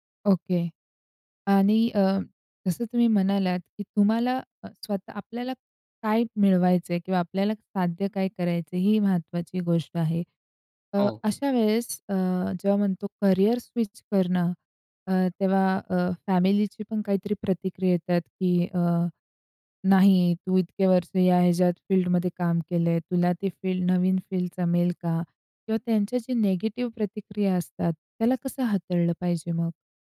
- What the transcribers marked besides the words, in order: in English: "निगेटिव्ह"
- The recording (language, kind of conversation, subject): Marathi, podcast, करिअर बदलायचं असलेल्या व्यक्तीला तुम्ही काय सल्ला द्याल?